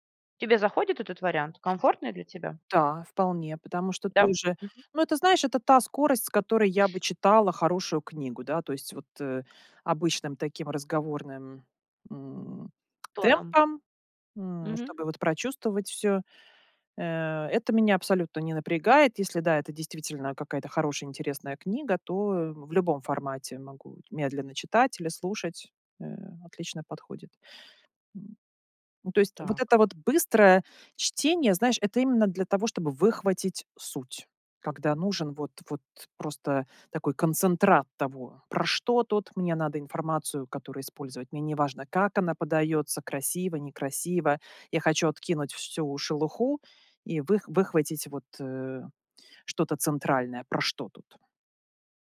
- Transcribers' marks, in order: none
- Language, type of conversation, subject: Russian, podcast, Как выжимать суть из длинных статей и книг?